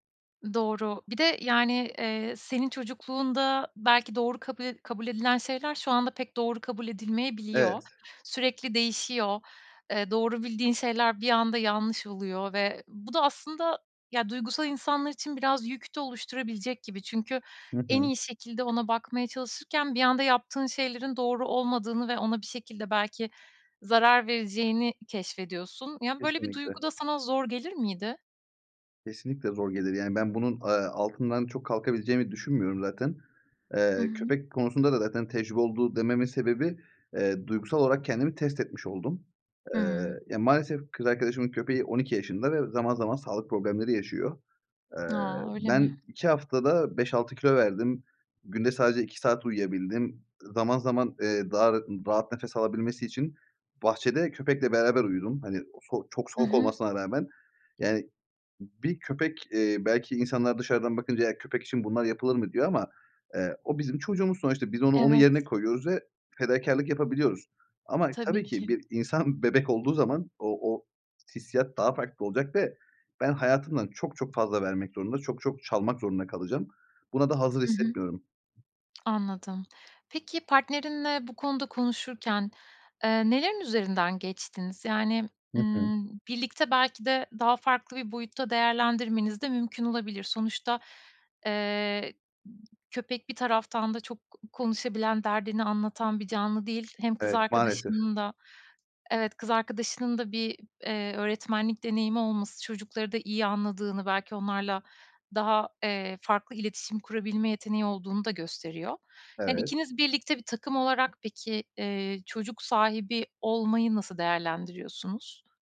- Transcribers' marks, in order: tapping; other background noise
- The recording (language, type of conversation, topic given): Turkish, podcast, Çocuk sahibi olmaya hazır olup olmadığını nasıl anlarsın?